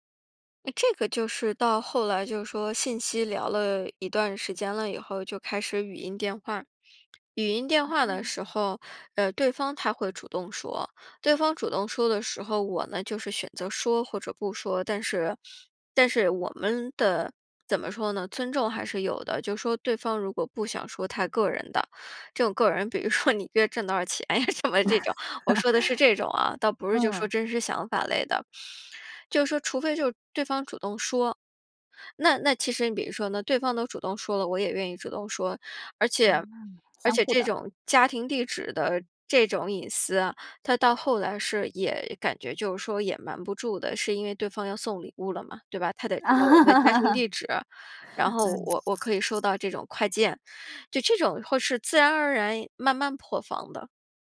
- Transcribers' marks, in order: laughing while speaking: "比如说你一个月挣多少钱呀"; laugh; laughing while speaking: "啊"; other background noise
- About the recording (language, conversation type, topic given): Chinese, podcast, 你会如何建立真实而深度的人际联系？